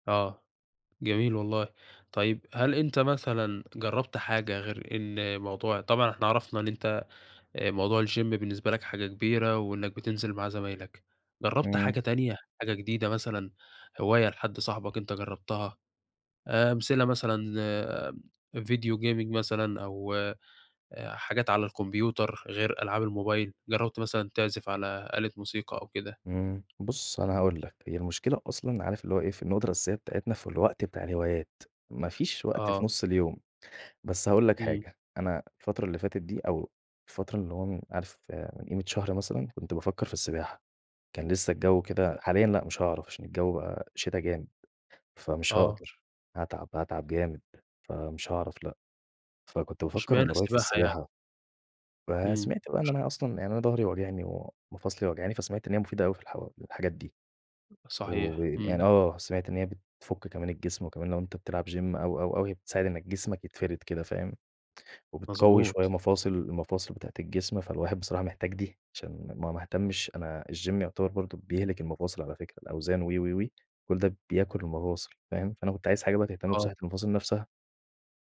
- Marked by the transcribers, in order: in English: "الgym"; in English: "video gaming"; in English: "الmobile"; tapping; other background noise; in English: "gym"; in English: "الgym"
- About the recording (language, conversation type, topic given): Arabic, podcast, إزاي بتلاقي وقت للهوايات وسط اليوم؟